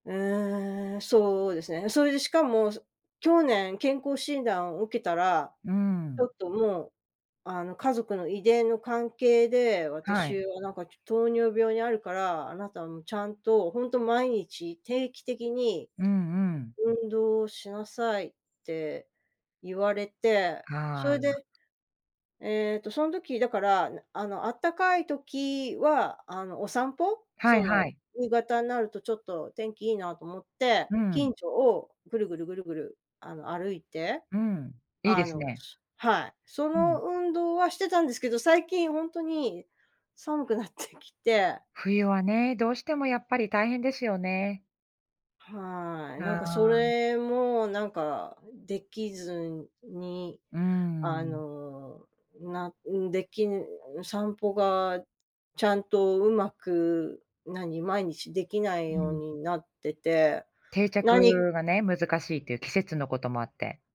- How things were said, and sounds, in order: laughing while speaking: "なってきて"
- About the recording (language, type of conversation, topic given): Japanese, advice, 年齢や体力の低下を感じているのですが、どのような運動をすればよいでしょうか？